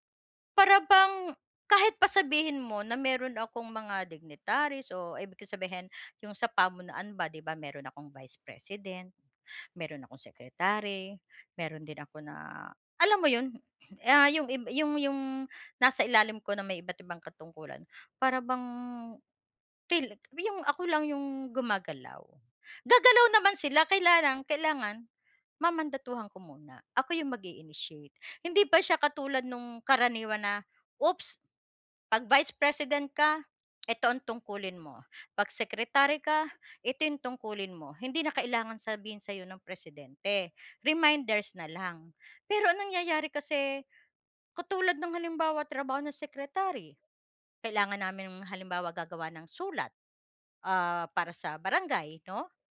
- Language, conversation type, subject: Filipino, advice, Paano ko sasabihin nang maayos na ayaw ko munang dumalo sa mga okasyong inaanyayahan ako dahil napapagod na ako?
- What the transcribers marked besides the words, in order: in English: "dignitaries"; "kaya" said as "kayla"